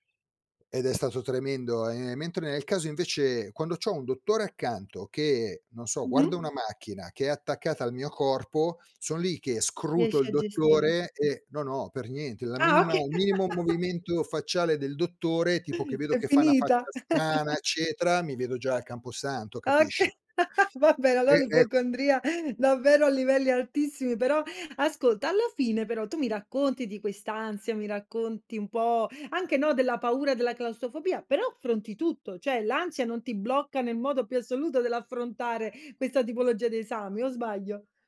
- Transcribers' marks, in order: other background noise; laugh; gasp; "una" said as "na"; chuckle; laughing while speaking: "Okay, vabbè, allo l'ipocondria davvero a livelli altissimi"; laugh; "claustrofobia" said as "claustofobia"
- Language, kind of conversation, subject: Italian, podcast, Come gestisci l'ansia prima di un esame?